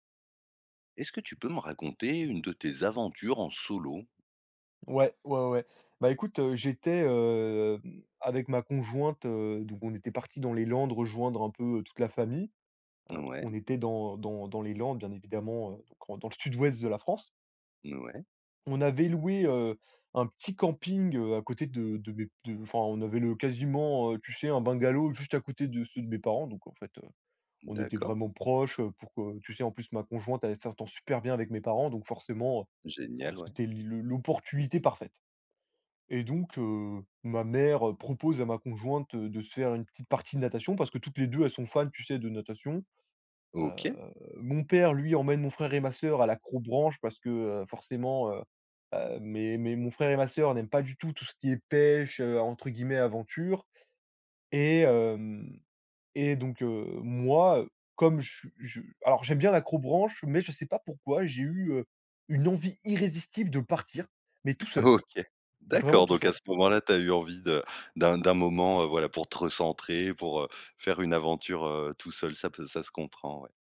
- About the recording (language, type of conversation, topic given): French, podcast, Peux-tu nous raconter une de tes aventures en solo ?
- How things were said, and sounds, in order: drawn out: "hem"; other background noise; "Sud-Ouest" said as "Stud-Ouest"; drawn out: "Heu"; stressed: "pêche"; stressed: "irrésistible"; laughing while speaking: "OK"